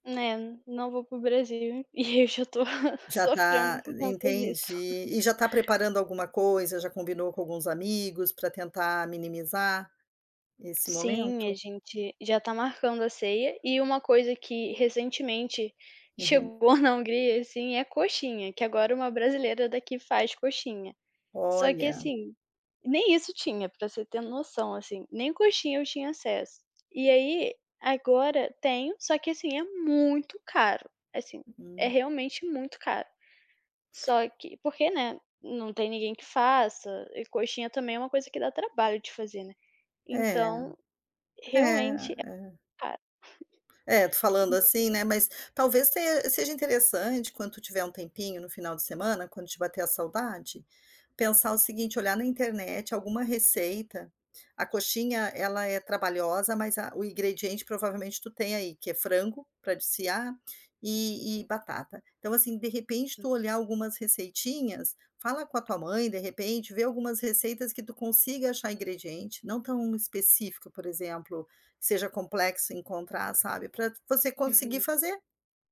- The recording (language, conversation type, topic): Portuguese, advice, Como lidar com uma saudade intensa de casa e das comidas tradicionais?
- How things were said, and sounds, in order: laughing while speaking: "e eu já estou sofrendo por conta disso"; tapping; unintelligible speech; other background noise